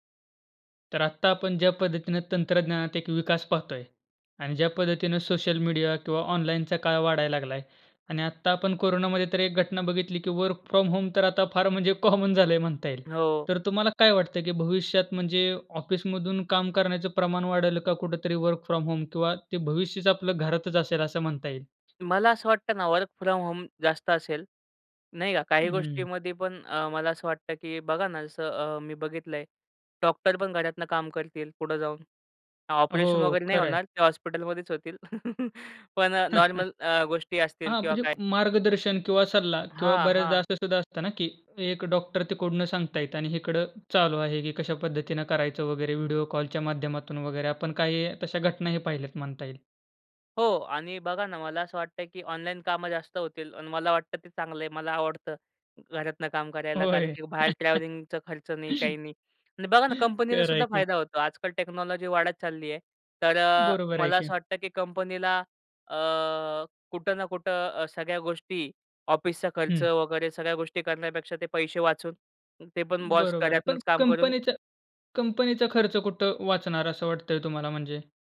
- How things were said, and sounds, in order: in English: "वर्क फ्रॉम होम"; in English: "कॉमन"; in English: "वर्क फ्रॉम होम"; in English: "वर्क फ्रॉम होम"; laugh; chuckle; unintelligible speech; other background noise; laugh; in English: "टेक्नॉलॉजी"
- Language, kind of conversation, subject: Marathi, podcast, भविष्यात कामाचा दिवस मुख्यतः ऑफिसमध्ये असेल की घरातून, तुमच्या अनुभवातून तुम्हाला काय वाटते?